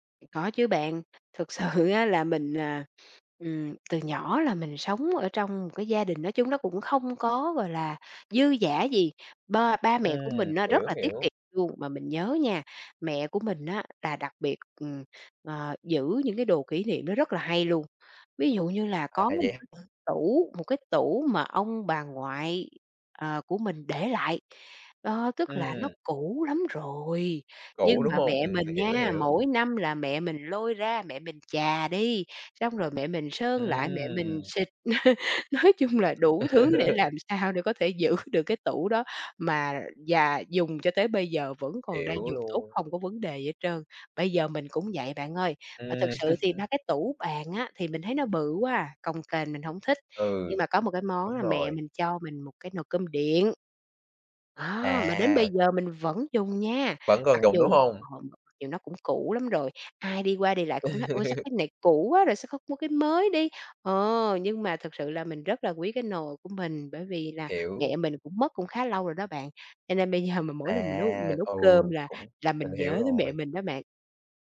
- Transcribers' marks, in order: other background noise; laughing while speaking: "sự"; tapping; laugh; laughing while speaking: "nói"; laughing while speaking: "giữ"; laugh; laugh; laugh; laughing while speaking: "giờ"
- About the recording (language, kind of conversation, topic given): Vietnamese, podcast, Bạn xử lý đồ kỷ niệm như thế nào khi muốn sống tối giản?